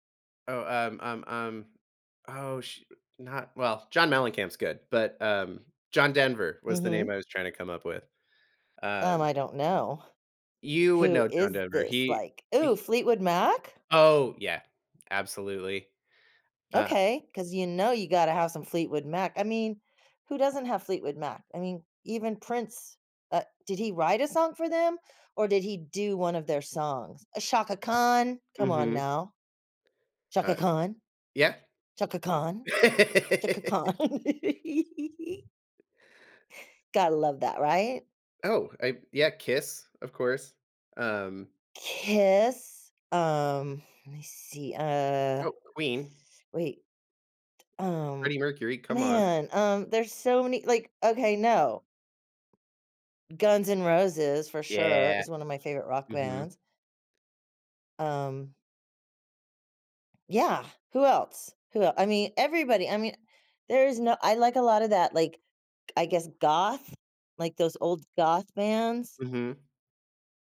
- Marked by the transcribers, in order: tapping; laugh; laughing while speaking: "Khan"; giggle
- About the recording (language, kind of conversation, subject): English, unstructured, Do you enjoy listening to music more or playing an instrument?
- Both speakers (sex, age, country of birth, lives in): female, 60-64, United States, United States; male, 35-39, United States, United States